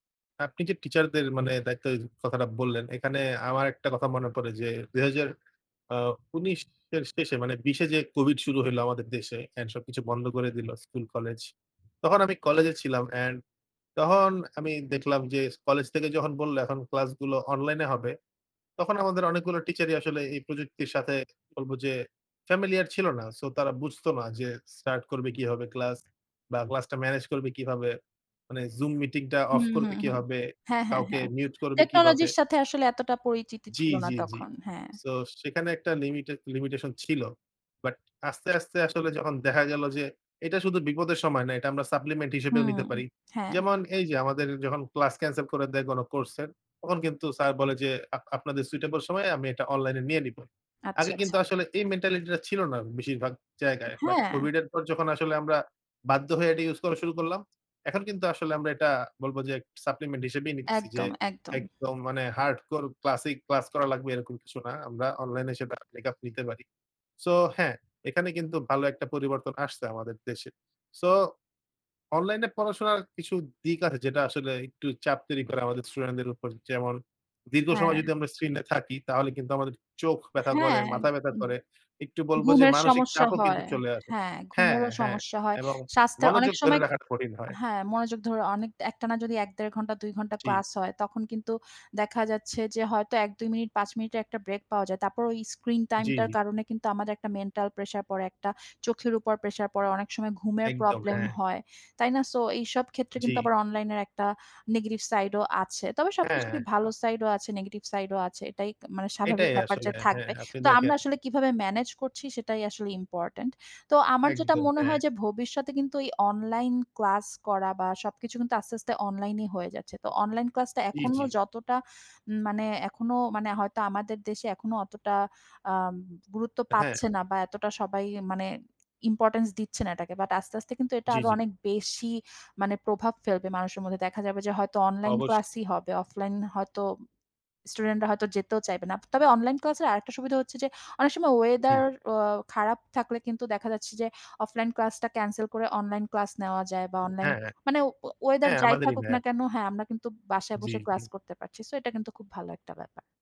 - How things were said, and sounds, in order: other background noise; in English: "সাপ্লিমেন্ট"; in English: "সুইটেবল"; tapping; unintelligible speech
- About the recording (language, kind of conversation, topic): Bengali, unstructured, অনলাইনে পড়াশোনার সুবিধা ও অসুবিধা কী কী?